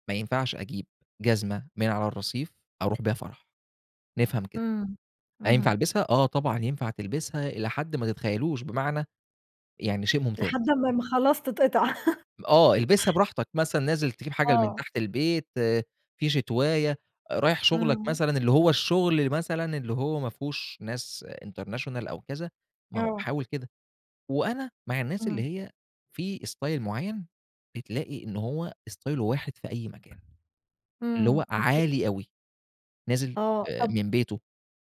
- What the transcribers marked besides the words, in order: laugh; in English: "international"; in English: "style"; in English: "ستايله"; tapping
- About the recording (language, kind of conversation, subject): Arabic, podcast, إيه نصيحتك لحد عايز يلاقي شريك حياته المناسب؟